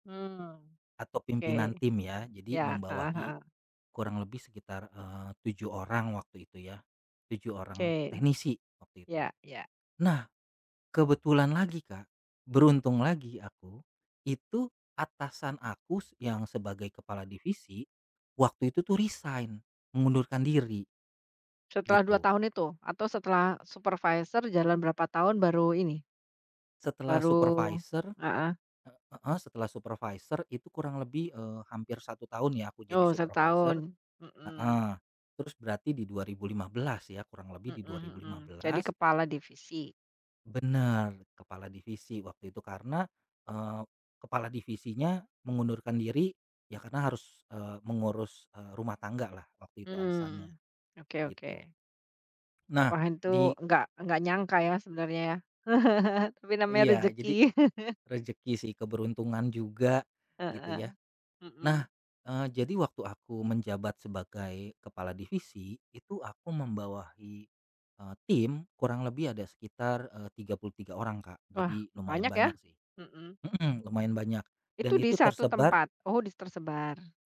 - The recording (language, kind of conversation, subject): Indonesian, podcast, Bagaimana cara menjadi mentor yang baik bagi orang lain?
- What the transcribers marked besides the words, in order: chuckle; laugh